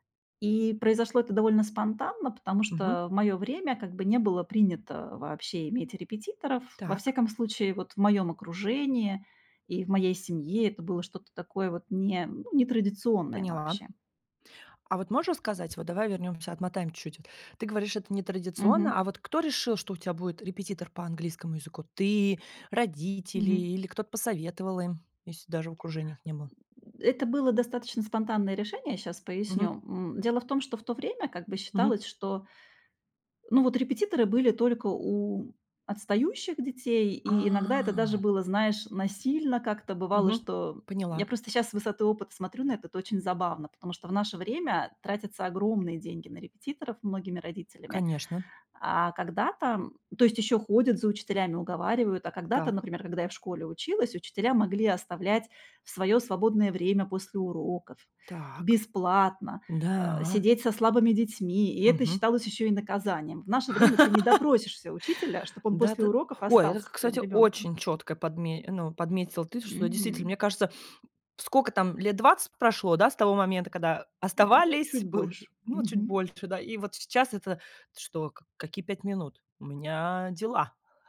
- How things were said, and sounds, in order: other background noise; laugh
- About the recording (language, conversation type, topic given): Russian, podcast, Можешь рассказать о встрече с учителем или наставником, которая повлияла на твою жизнь?